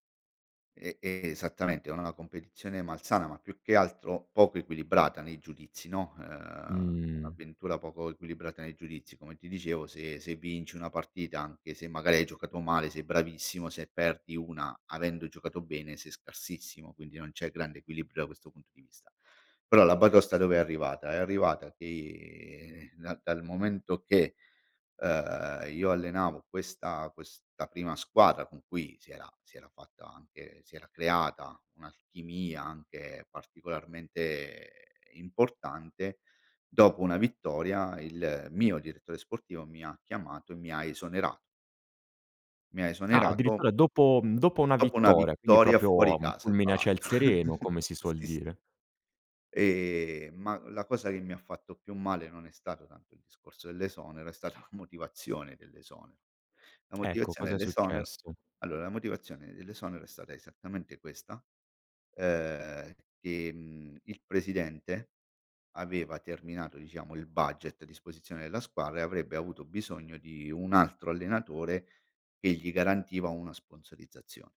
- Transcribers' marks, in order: drawn out: "Uhm"; drawn out: "che"; tapping; "proprio" said as "propio"; chuckle; laughing while speaking: "la"; drawn out: "uhm"; other background noise
- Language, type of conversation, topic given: Italian, podcast, Come costruisci la resilienza dopo una batosta?